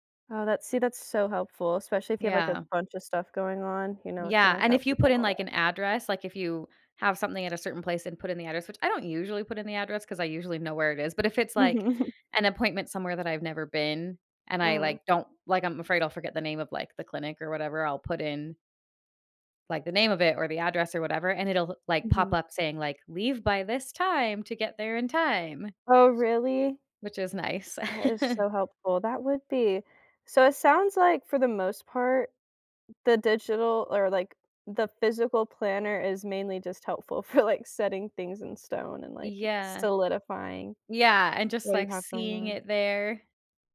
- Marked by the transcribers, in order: chuckle; other background noise; chuckle; laughing while speaking: "like"
- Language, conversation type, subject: English, unstructured, How do your planning tools shape the way you stay organized and productive?
- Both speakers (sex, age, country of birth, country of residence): female, 20-24, United States, United States; female, 35-39, United States, United States